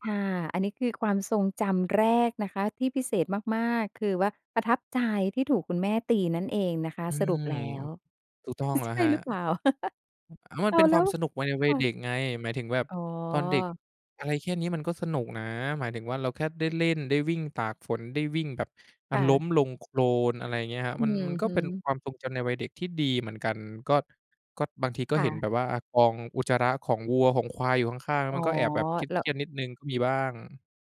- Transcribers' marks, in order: tapping; laughing while speaking: "ใช่หรือเปล่า ?"; laugh
- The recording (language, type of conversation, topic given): Thai, podcast, ช่วงฤดูฝนคุณมีความทรงจำพิเศษอะไรบ้าง?